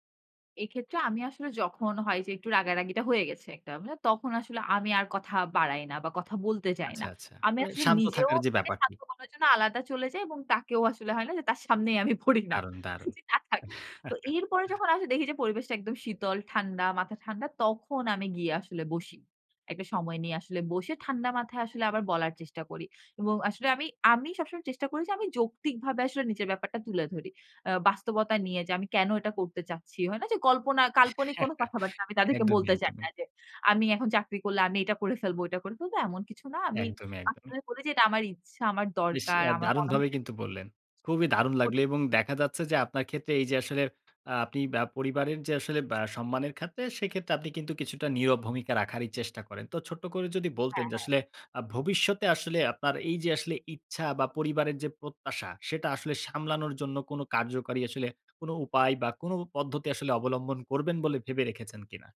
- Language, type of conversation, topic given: Bengali, podcast, পরিবারের প্রত্যাশা আর নিজের ইচ্ছার মধ্যে ভারসাম্য তুমি কীভাবে সামলাও?
- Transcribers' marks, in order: laughing while speaking: "পড়ি না। যে না থাক"; chuckle; chuckle; other background noise